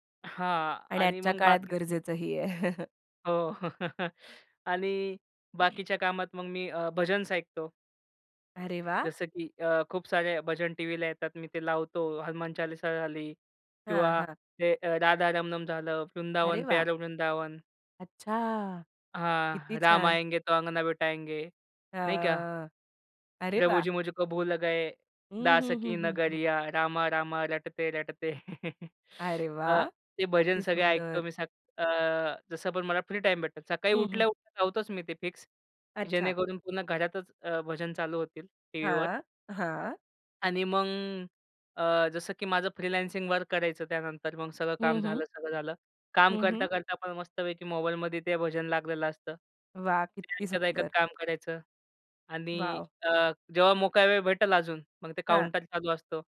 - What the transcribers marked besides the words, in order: chuckle; throat clearing; in Hindi: "वृंदावन प्यारा वृंदावन"; in Hindi: "राम आएंगे तो अंगना बिठाएंगे"; in Hindi: "प्रभुजी मुझे को भूल गए, दास की नगरिया, रामा रामा रटते रटते"; chuckle; in English: "फ्रीलान्सिंग"
- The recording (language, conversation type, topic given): Marathi, podcast, मोकळा वेळ मिळाला की तुम्हाला काय करायला सर्वात जास्त आवडतं?